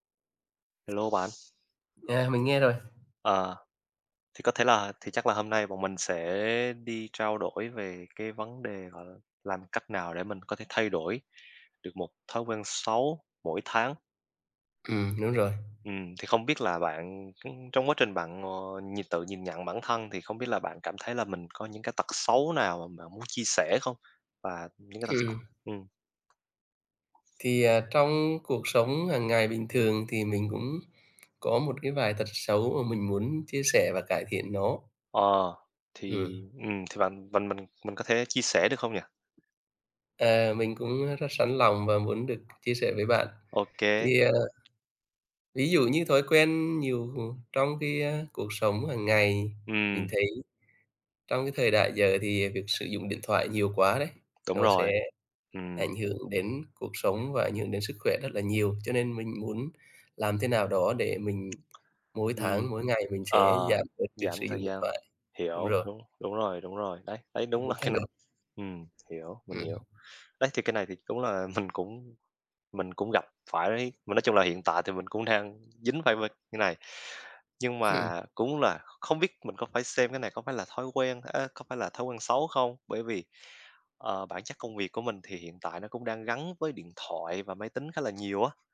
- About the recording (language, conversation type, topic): Vietnamese, unstructured, Bạn sẽ làm gì nếu mỗi tháng bạn có thể thay đổi một thói quen xấu?
- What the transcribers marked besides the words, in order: other background noise; tapping; laughing while speaking: "mình"